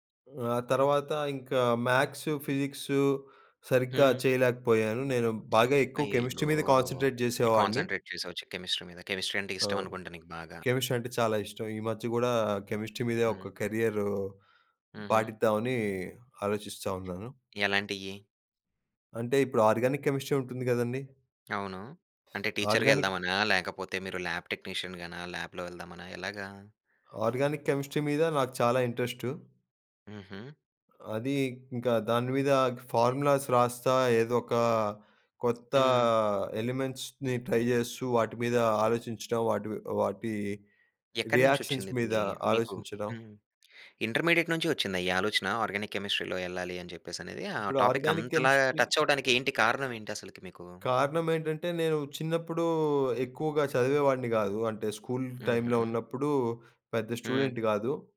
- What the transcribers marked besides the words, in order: in English: "కెమిస్ట్రీ"; other background noise; in English: "కాన్సన్‌ట్రేట్"; in English: "కాన్సన్‌ట్రేట్"; in English: "కెమిస్ట్రీ"; in English: "కెమిస్ట్రీ"; in English: "కెమిస్ట్రీ"; in English: "కెమిస్ట్రీ"; in English: "కెరియర్"; in English: "ఆర్గానిక్ కెమిస్ట్రీ"; tapping; in English: "టీచర్‌గా"; sniff; in English: "ఆర్గానిక్"; in English: "ల్యాబ్ టెక్నీషియన్"; in English: "ల్యాబ్‌లో"; in English: "ఆర్గానిక్ కెమిస్ట్రీ"; in English: "ఫార్ములాస్"; in English: "ఎలిమెంట్స్‌ని"; in English: "రియాక్షన్స్"; in English: "ఇంటర్‌మీడియేట్"; in English: "ఆర్గానిక్ కెమిస్ట్రీ‌లో"; in English: "టాపిక్"; in English: "ఆర్గానిక్ కెమిస్ట్రీ"; in English: "టచ్"; in English: "స్కూల్ టైమ్‌లో"; in English: "స్టూడెంట్"
- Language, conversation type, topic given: Telugu, podcast, మాటలకన్నా చర్యలతో మీ భావాలను ఎలా చూపిస్తారు?